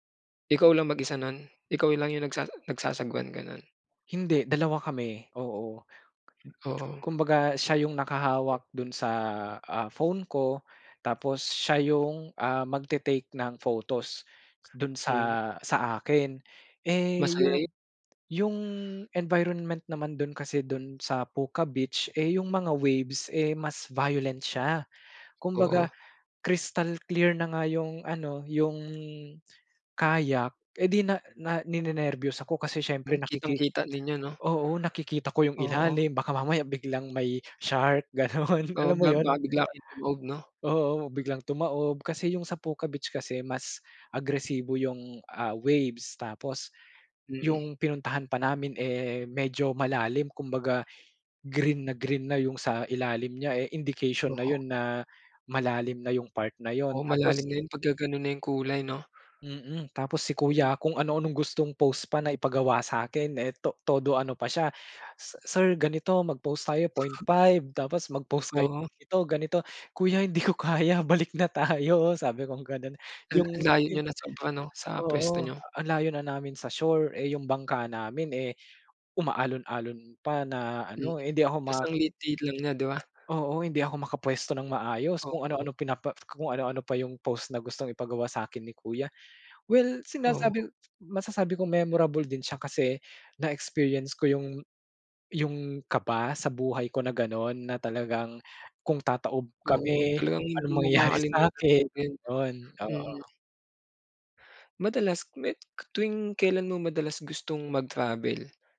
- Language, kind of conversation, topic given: Filipino, podcast, Maaari mo bang ikuwento ang paborito mong alaala sa paglalakbay?
- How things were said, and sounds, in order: tapping; other background noise; laughing while speaking: "ganun"; laughing while speaking: "Balik na tayo, sabi kong gano'n"; laughing while speaking: "mangyayari sa'kin?"